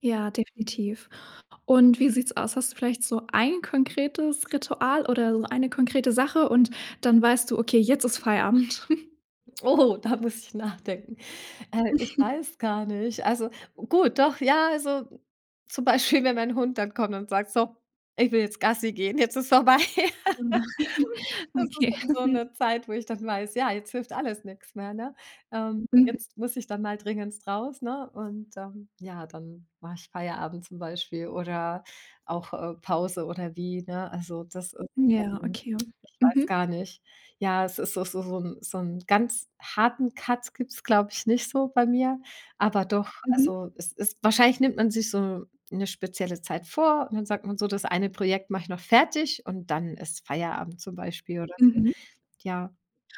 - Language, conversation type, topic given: German, podcast, Wie trennst du Arbeit und Privatleben, wenn du zu Hause arbeitest?
- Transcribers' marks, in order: stressed: "ein"; chuckle; laughing while speaking: "Oh, da muss ich nachdenken"; chuckle; laughing while speaking: "Beispiel"; laughing while speaking: "jetzt ist vorbei"; unintelligible speech; chuckle; laughing while speaking: "Okay"; laugh; chuckle